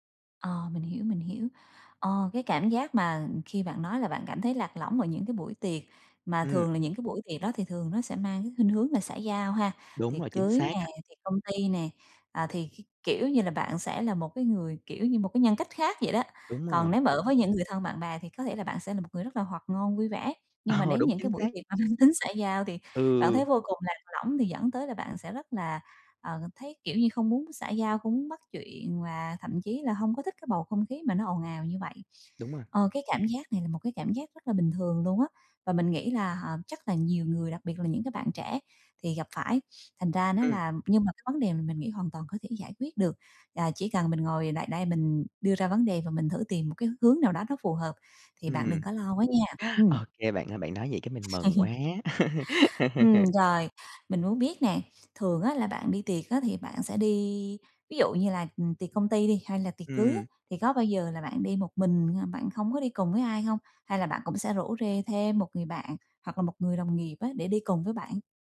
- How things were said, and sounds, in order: other background noise; laughing while speaking: "Ờ"; laughing while speaking: "mang"; laugh; laughing while speaking: "Ô"; tapping; laugh; laugh
- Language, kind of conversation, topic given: Vietnamese, advice, Tại sao tôi cảm thấy lạc lõng ở những bữa tiệc này?